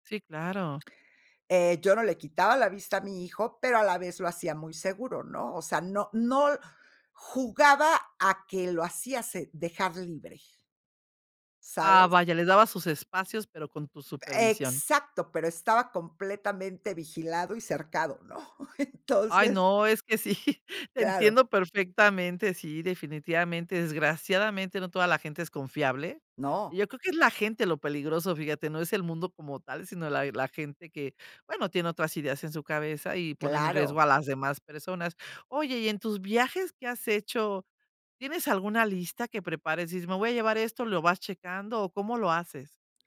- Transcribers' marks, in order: chuckle; laughing while speaking: "sí"
- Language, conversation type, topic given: Spanish, podcast, ¿Cómo cuidas tu seguridad cuando viajas solo?